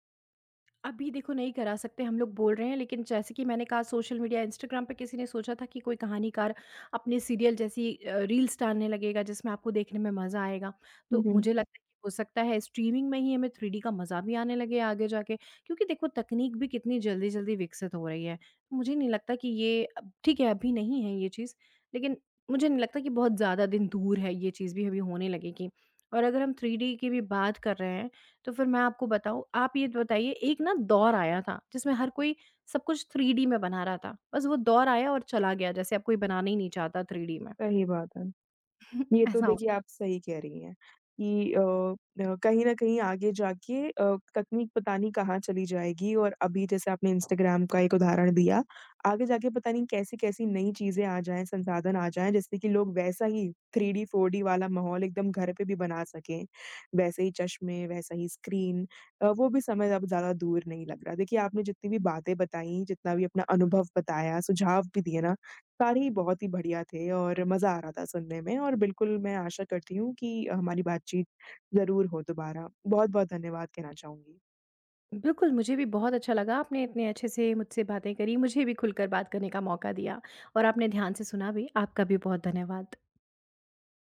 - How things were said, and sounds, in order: in English: "सीरियल"; in English: "रील्स"; tapping; chuckle; other background noise
- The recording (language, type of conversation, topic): Hindi, podcast, स्ट्रीमिंग ने सिनेमा के अनुभव को कैसे बदला है?